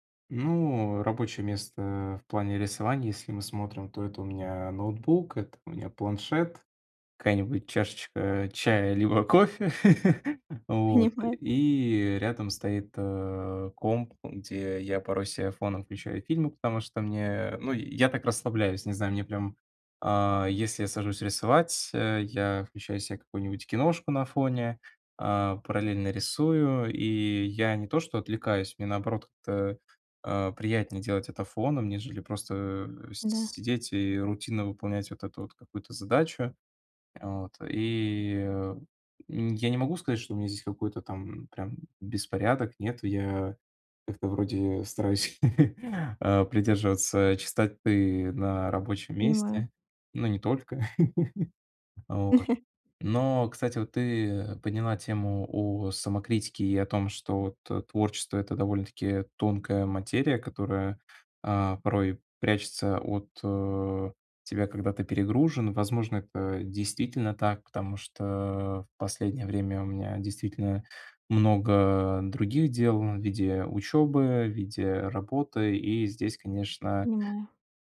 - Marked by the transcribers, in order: laughing while speaking: "кофе"; chuckle; other background noise; tapping; chuckle; chuckle
- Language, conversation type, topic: Russian, advice, Как мне справиться с творческим беспорядком и прокрастинацией?